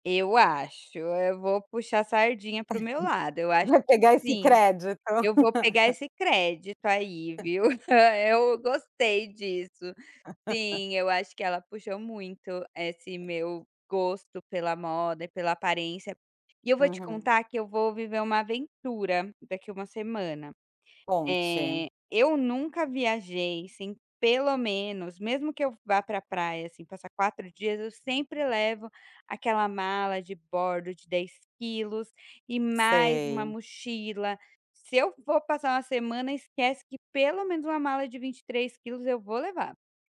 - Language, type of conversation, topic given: Portuguese, podcast, Como você mistura conforto e estilo?
- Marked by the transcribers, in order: chuckle; laugh; other noise; chuckle; laugh